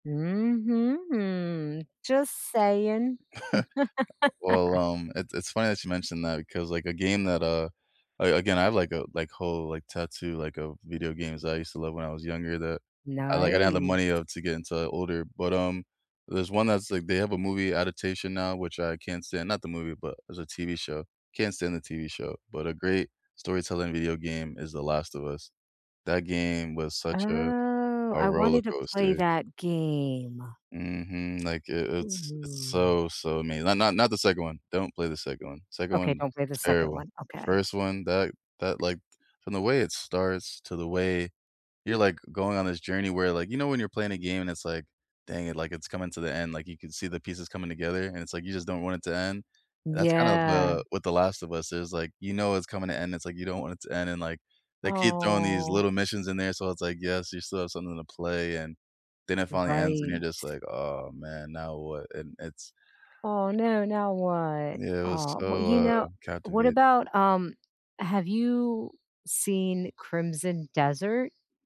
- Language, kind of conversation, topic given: English, unstructured, What video games have surprised you with great storytelling?
- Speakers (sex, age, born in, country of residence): female, 40-44, United States, United States; male, 30-34, United States, United States
- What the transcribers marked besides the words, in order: drawn out: "Mhm"; other background noise; chuckle; tapping